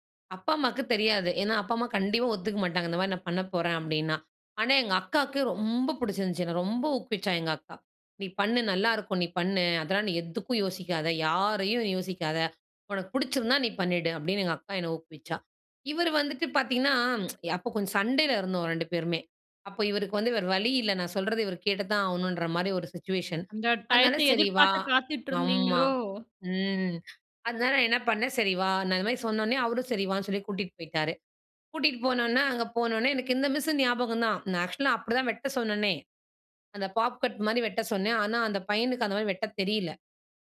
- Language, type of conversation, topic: Tamil, podcast, உங்கள் தோற்றப் பாணிக்குத் தூண்டுகோலானவர் யார்?
- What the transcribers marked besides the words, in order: tsk; in English: "சிட்சுவேஷன்"; in English: "ஆக்சுவலா"; in English: "பாப் கட்"